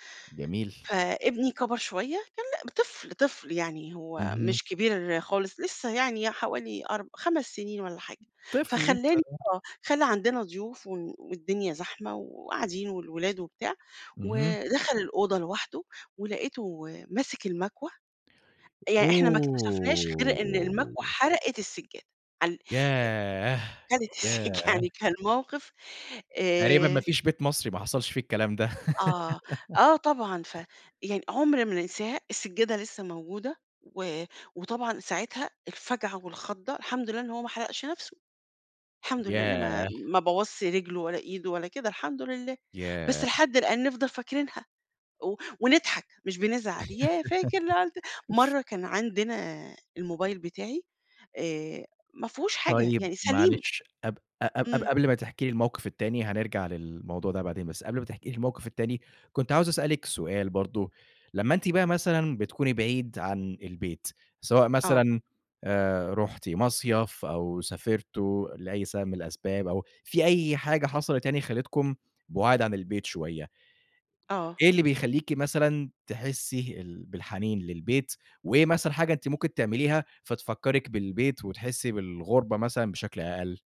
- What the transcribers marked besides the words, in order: other background noise; laughing while speaking: "خدت السج يعني"; laugh; laugh
- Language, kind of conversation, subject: Arabic, podcast, إيه معنى البيت أو الوطن بالنسبالك؟